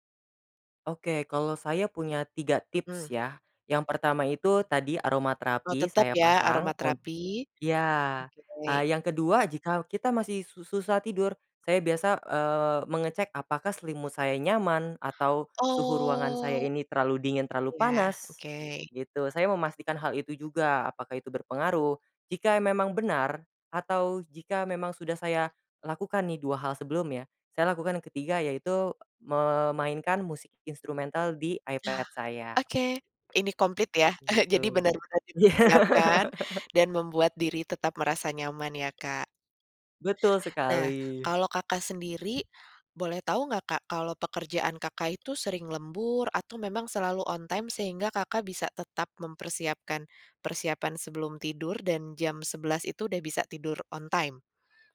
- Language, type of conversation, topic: Indonesian, podcast, Bisa ceritakan rutinitas tidur seperti apa yang membuat kamu bangun terasa segar?
- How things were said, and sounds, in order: other street noise; other background noise; chuckle; laughing while speaking: "Iya"; in English: "on time"; in English: "on time?"